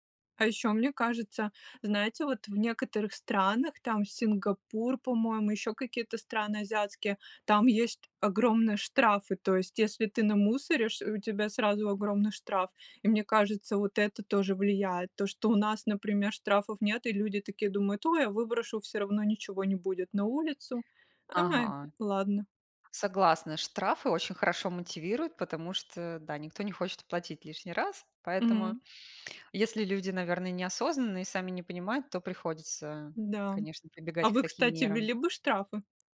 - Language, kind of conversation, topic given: Russian, unstructured, Почему люди не убирают за собой в общественных местах?
- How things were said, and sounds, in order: none